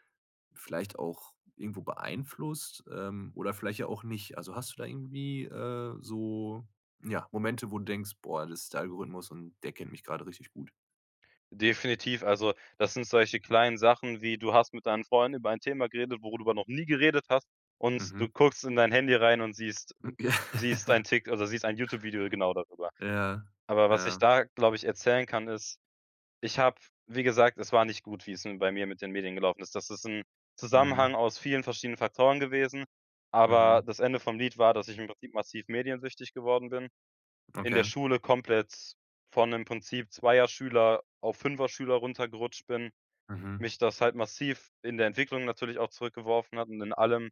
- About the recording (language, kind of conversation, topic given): German, podcast, Wie prägen Algorithmen unseren Medienkonsum?
- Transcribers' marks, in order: laughing while speaking: "ja"